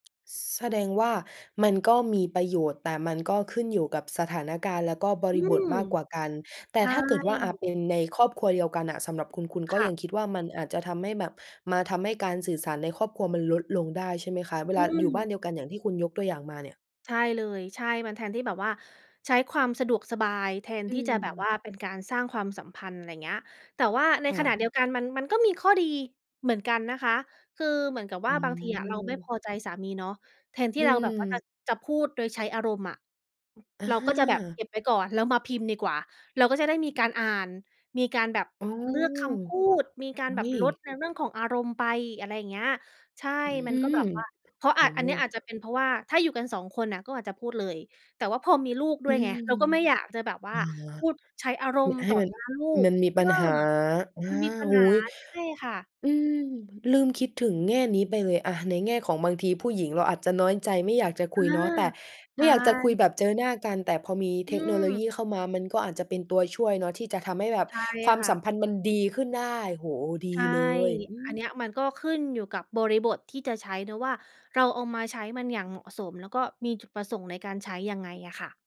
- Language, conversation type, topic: Thai, podcast, การสื่อสารในครอบครัวสำคัญยังไงสำหรับคุณ?
- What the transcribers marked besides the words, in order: tapping; other noise